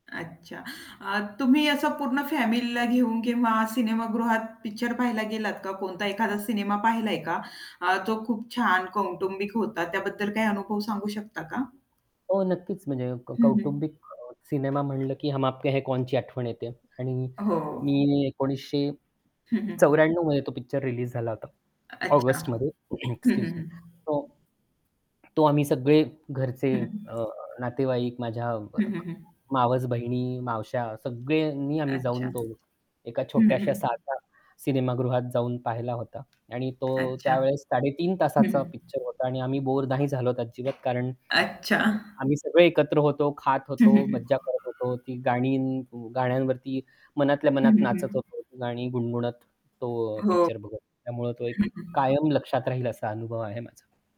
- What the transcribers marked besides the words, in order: static; distorted speech; other background noise; throat clearing; in English: "एक्सक्यूज मी"; tapping
- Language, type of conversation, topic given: Marathi, podcast, स्ट्रीमिंग सेवा तुला सिनेमागृहापेक्षा कशी वाटते?